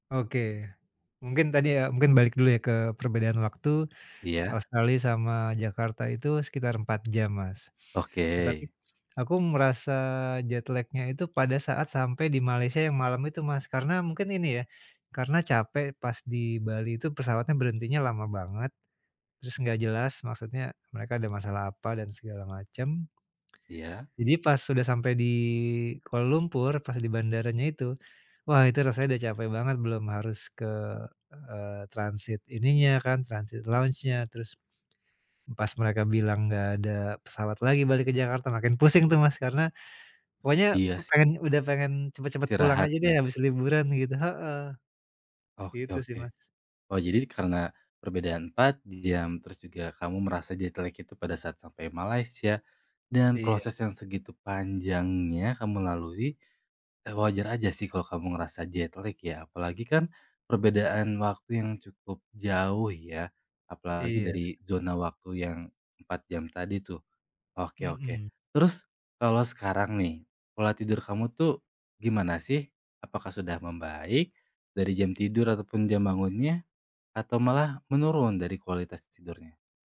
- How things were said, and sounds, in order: tapping; in English: "jet lag-nya"; in English: "lounge-nya"; in English: "jet lag"; in English: "jet lag"
- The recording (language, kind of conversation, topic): Indonesian, advice, Bagaimana cara mengatasi jet lag atau perubahan zona waktu yang mengganggu tidur saya?